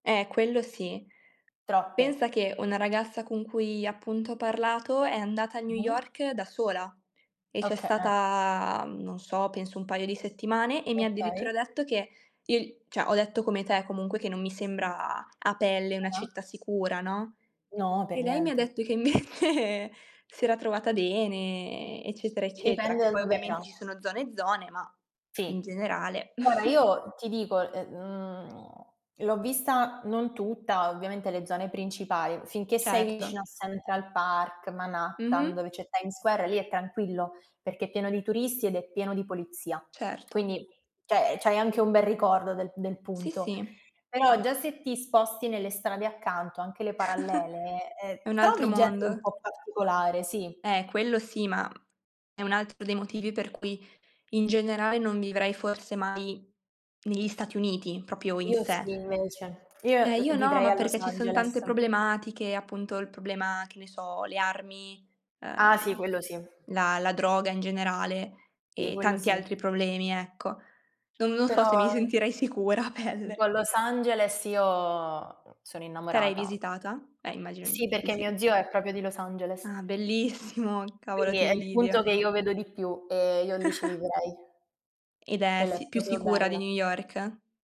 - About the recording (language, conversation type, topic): Italian, unstructured, C’è un momento speciale che ti fa sempre sorridere?
- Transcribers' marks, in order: drawn out: "stata"; "cioè" said as "ceh"; other background noise; laughing while speaking: "invece"; chuckle; background speech; tapping; "cioè" said as "ceh"; chuckle; "proprio" said as "propio"; drawn out: "Però"; laughing while speaking: "a pelle"; laughing while speaking: "bellissimo"; chuckle; "proprio" said as "propio"